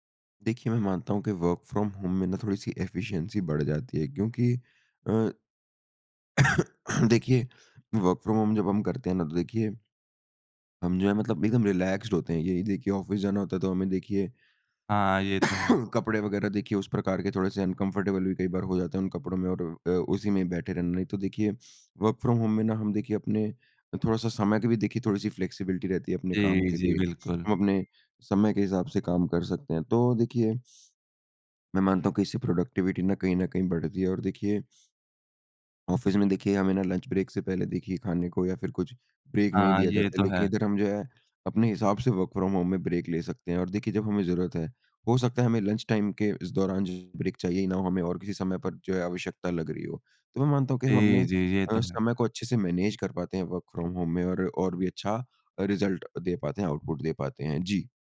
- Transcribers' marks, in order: in English: "वर्क फ्रॉम होम"; in English: "एफिशिएंसी"; cough; in English: "वर्क फ्रॉम होम"; in English: "रीलैक्सड"; in English: "ऑफिस"; cough; in English: "अनकम्फर्टेबल"; in English: "वर्क फ्रॉम होम"; in English: "फ्लेक्सिबिलिटी"; other background noise; in English: "प्रोडक्टिविटी"; in English: "ऑफिस"; in English: "लंच ब्रेक"; in English: "ब्रेक"; in English: "वर्क फ्रॉम होम"; in English: "ब्रेक"; in English: "लंच टाइम"; in English: "ब्रेक"; in English: "मैनेज"; in English: "वर्क फ्रॉम होम"; in English: "रिज़ल्ट"; in English: "आउटपुट"
- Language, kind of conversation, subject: Hindi, podcast, वर्क‑फ्रॉम‑होम के सबसे बड़े फायदे और चुनौतियाँ क्या हैं?